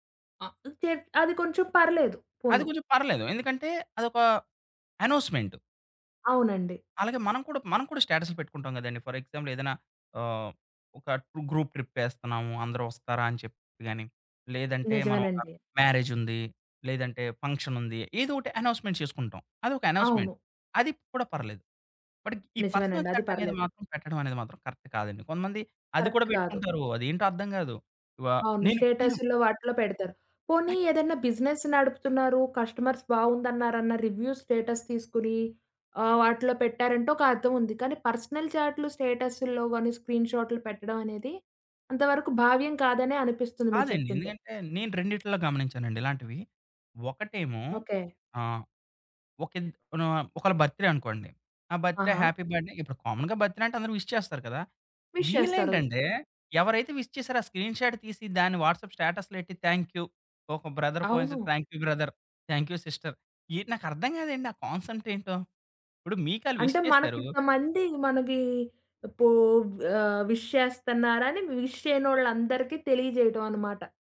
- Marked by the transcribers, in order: in English: "ఫర్ ఎగ్జాంల్"; in English: "గ్రూప్ ట్రిప్"; tapping; in English: "మ్యారేజ్"; in English: "ఫంక్షన్"; in English: "అనోస్‌మెంట్"; in English: "అనోస్‌మెంట్"; in English: "బట్"; in English: "పర్సనల్ చాట్"; in English: "కరెక్ట్"; in English: "కరెక్ట్"; in English: "స్టేటస్‌ల్లో"; other background noise; in English: "బిజినెస్"; in English: "కస్టమర్స్"; in English: "రివ్యూ స్టేటస్"; in English: "పర్సనల్"; in English: "స్క్రీన్"; in English: "బర్త్ డే"; in English: "బర్త్ డే హ్యాపీ బర్డ్‌డే"; in English: "కామన్‌గా బర్త్ డే"; in English: "విష్"; in English: "విష్"; in English: "విష్"; in English: "స్క్రీన్ షాట్"; in English: "వాట్సాప్ స్టాటస్‌లో"; in English: "థాంక్ యూ"; in English: "బ్రదర్ ఫోన్"; in English: "థాంక్ యూ బ్రదర్, థాంక్ యూ సిస్టర్"; in English: "కాన్సెప్ట్"; in English: "విష్"; in English: "విష్"; in English: "విష్"
- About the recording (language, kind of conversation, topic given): Telugu, podcast, నిన్నో ఫొటో లేదా స్క్రీన్‌షాట్ పంపేముందు ఆలోచిస్తావా?